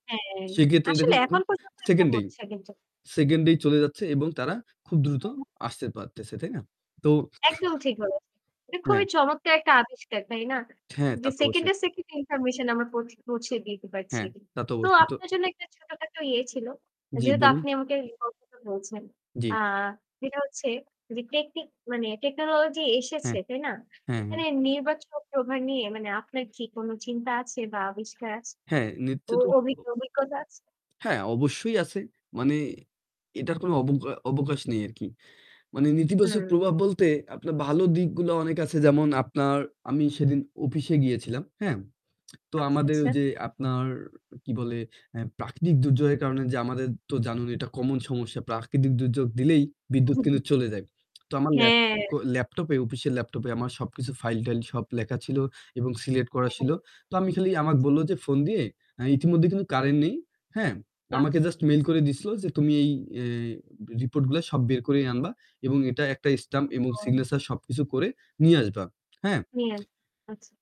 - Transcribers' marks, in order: static; distorted speech; other noise; mechanical hum; unintelligible speech; lip smack; lip smack; other background noise
- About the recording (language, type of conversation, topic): Bengali, unstructured, টেকনোলজি কীভাবে মানুষের জীবনযাত্রা বদলে দিয়েছে?